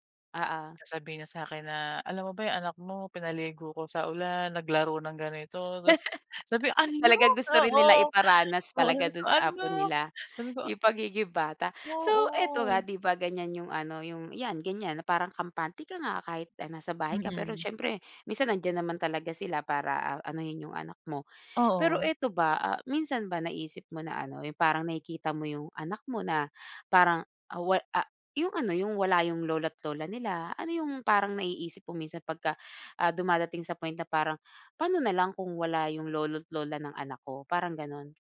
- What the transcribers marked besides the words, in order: laugh; surprised: "Ano?"; drawn out: "Oo"
- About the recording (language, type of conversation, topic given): Filipino, podcast, Ano ang papel ng lolo at lola sa buhay ng inyong pamilya?